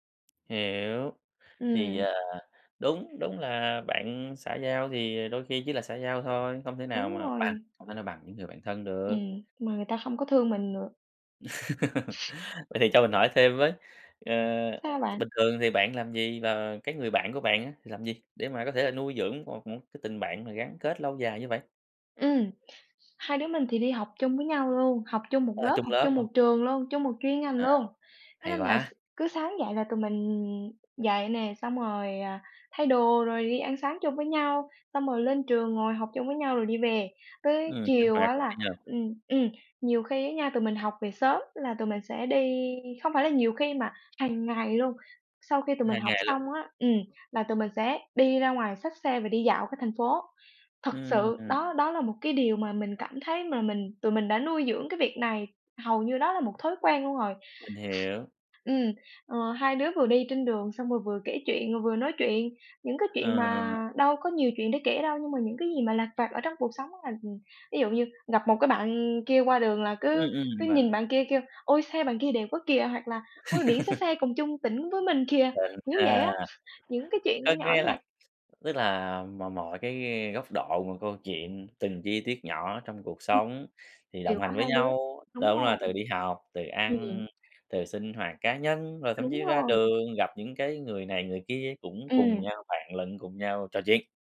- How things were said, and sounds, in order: tapping; other background noise; laugh; sniff; laugh; chuckle
- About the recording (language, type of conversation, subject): Vietnamese, podcast, Bạn có thể kể về vai trò của tình bạn trong đời bạn không?